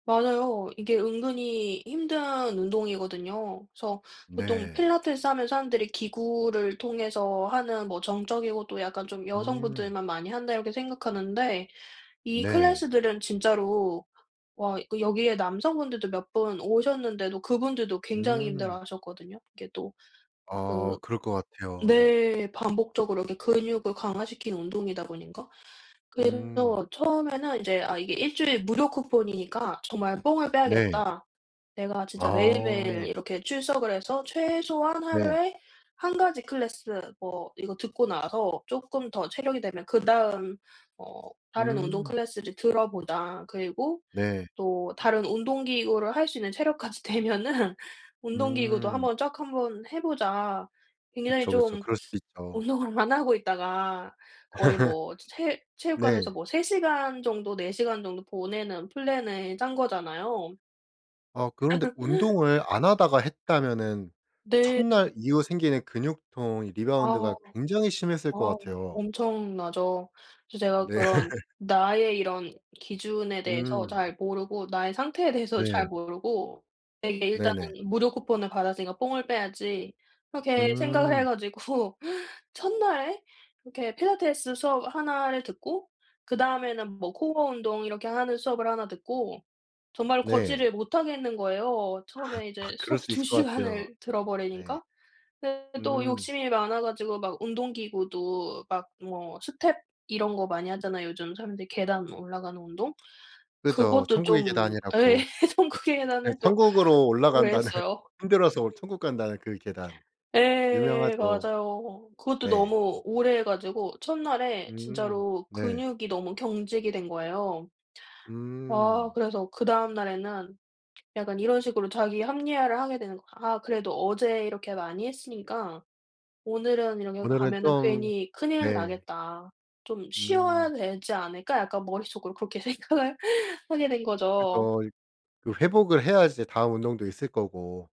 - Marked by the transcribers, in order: other background noise; laughing while speaking: "되면은"; laughing while speaking: "운동을"; laugh; laugh; in English: "리바운드가"; tapping; laughing while speaking: "네"; laughing while speaking: "가지고"; laugh; laughing while speaking: "두 시간을"; laughing while speaking: "예 천국의"; laughing while speaking: "올라간다는"; laughing while speaking: "생각을"
- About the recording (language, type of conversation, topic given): Korean, podcast, 작심삼일을 넘기려면 어떻게 해야 할까요?